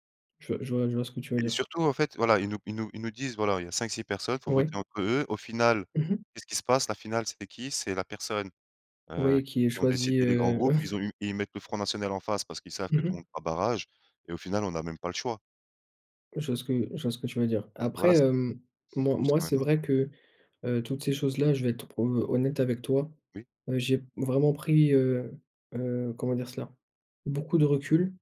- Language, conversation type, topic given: French, unstructured, Que penses-tu de la transparence des responsables politiques aujourd’hui ?
- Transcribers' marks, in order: chuckle; other background noise